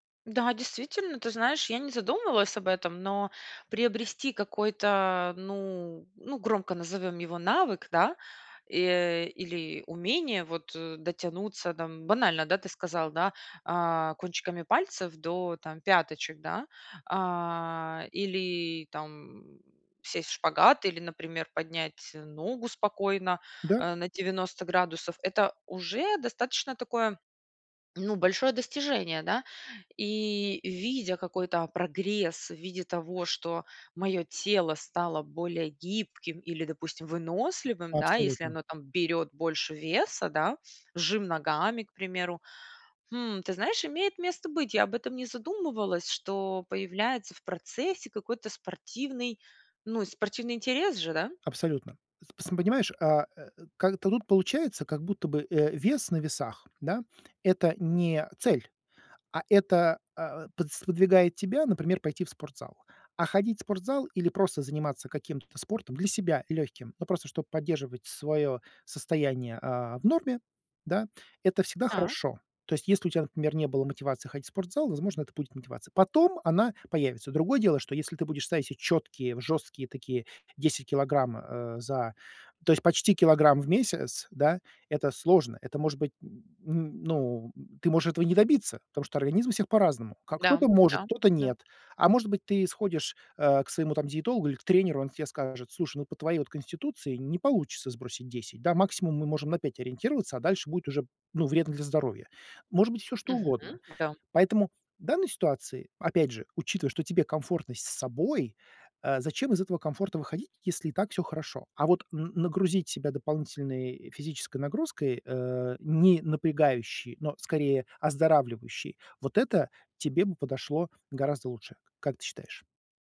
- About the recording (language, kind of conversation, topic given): Russian, advice, Как поставить реалистичную и достижимую цель на год, чтобы не терять мотивацию?
- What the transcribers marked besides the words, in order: other background noise; stressed: "Потом"; tapping